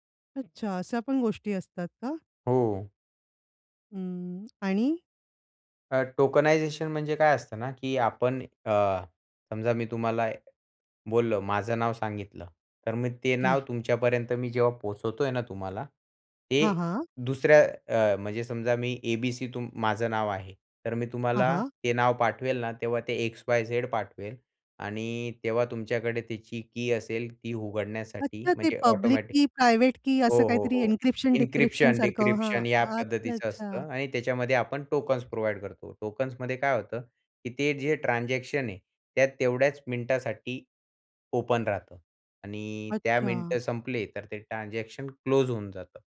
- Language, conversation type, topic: Marathi, podcast, डिजिटल पेमेंट्सवर तुमचा विश्वास किती आहे?
- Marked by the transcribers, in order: other background noise; tapping; in English: "टोकनायझेशन"; in English: "ए-बी-सी"; in English: "एक्स-वाय-झेड"; in English: "पब्लिक की प्रायव्हेट"; in English: "इन्क्रिप्शन, डिक्रिप्शन"; in English: "इन्क्रिप्शन, डिक्रिप्शन"; in English: "प्रोव्हाईड"; in English: "ओपन"